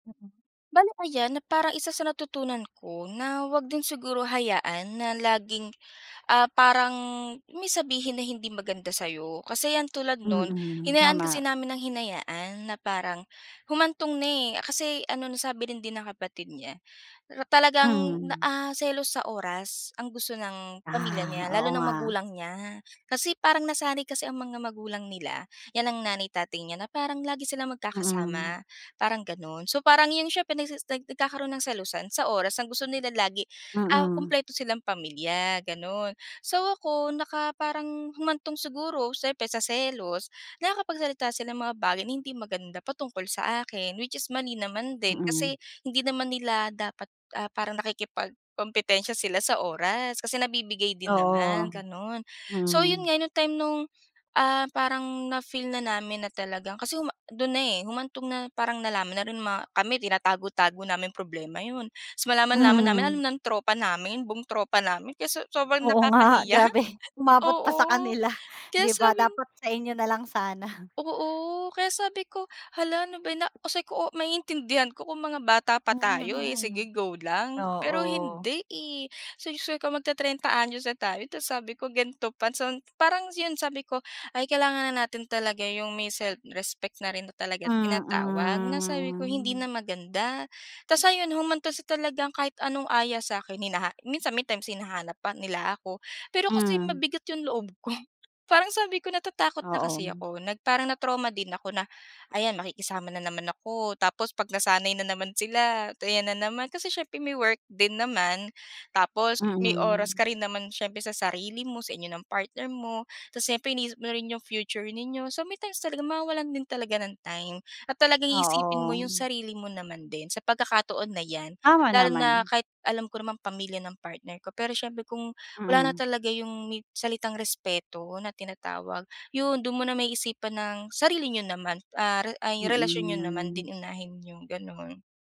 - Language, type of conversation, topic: Filipino, podcast, Ano ang ginagawa mo kapag kailangan mong ipaglaban ang personal mong hangganan sa pamilya?
- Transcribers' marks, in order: gasp; gasp; gasp; gasp; gasp; gasp; gasp; gasp; gasp; laughing while speaking: "Oo nga, grabe. Umabot pa … inyo nalang sana"; gasp; unintelligible speech; gasp; gasp; scoff